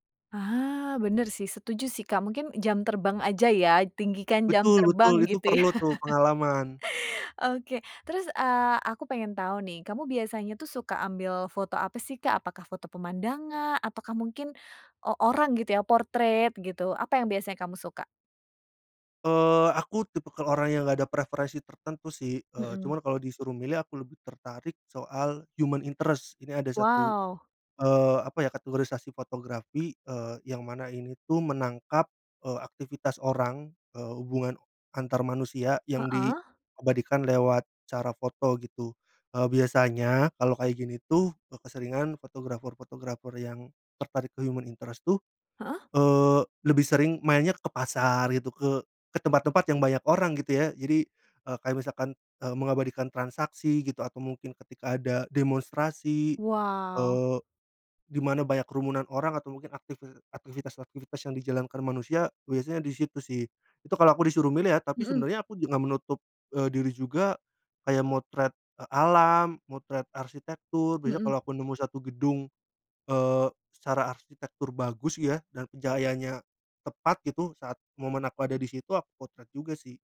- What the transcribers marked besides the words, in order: laughing while speaking: "ya?"; laugh; in English: "Portrait"; in English: "human interest"; in English: "human interest"
- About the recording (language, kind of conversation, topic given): Indonesian, podcast, Bagaimana Anda mulai belajar fotografi dengan ponsel pintar?